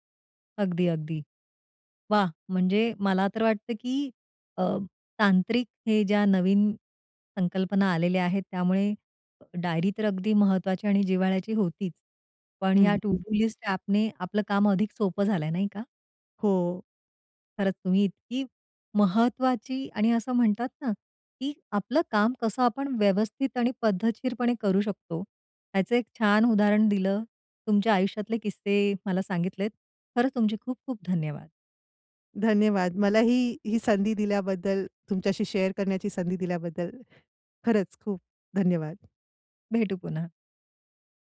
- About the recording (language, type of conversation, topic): Marathi, podcast, कुठल्या कामांची यादी तयार करण्याच्या अनुप्रयोगामुळे तुमचं काम अधिक सोपं झालं?
- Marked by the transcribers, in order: in English: "टु डू लिस्ट ॲपने"; in English: "शेअर"